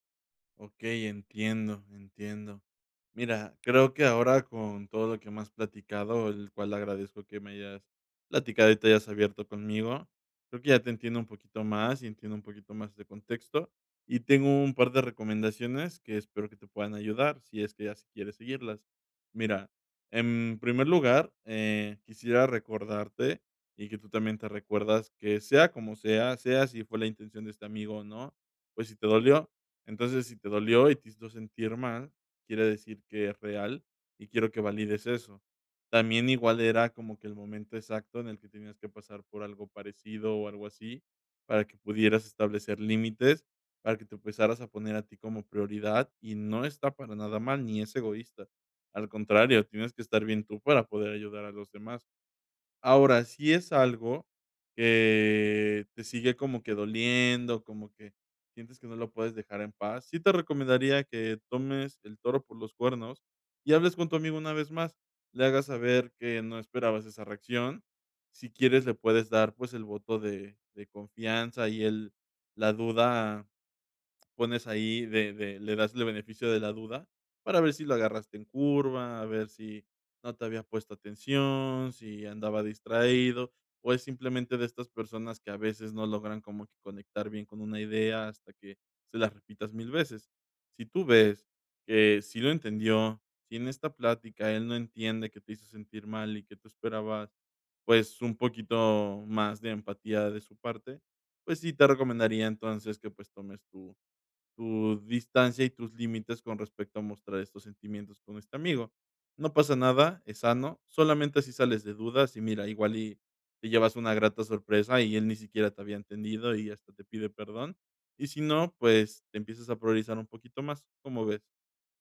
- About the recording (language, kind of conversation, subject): Spanish, advice, ¿Cómo puedo cuidar mi bienestar mientras apoyo a un amigo?
- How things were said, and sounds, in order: drawn out: "que"